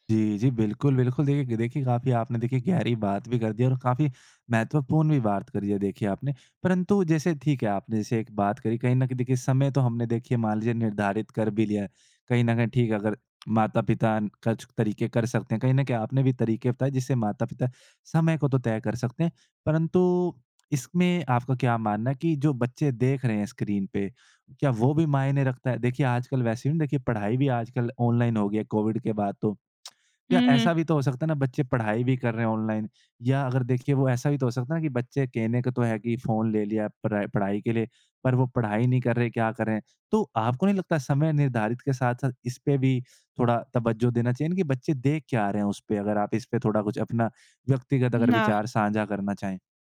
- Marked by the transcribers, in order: "कुछ" said as "कछ"; tsk
- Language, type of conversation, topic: Hindi, podcast, बच्चों के स्क्रीन समय पर तुम क्या सलाह दोगे?